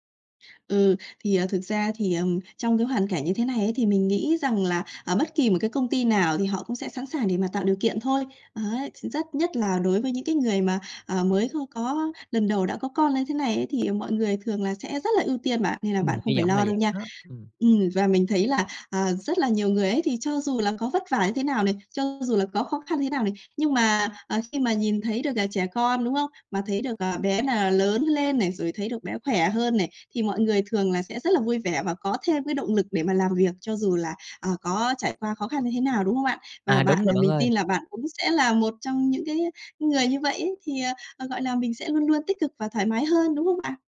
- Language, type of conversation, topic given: Vietnamese, advice, Bạn cảm thấy thế nào khi lần đầu trở thành cha/mẹ, và bạn lo lắng nhất điều gì về những thay đổi trong cuộc sống?
- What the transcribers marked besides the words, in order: tapping; other background noise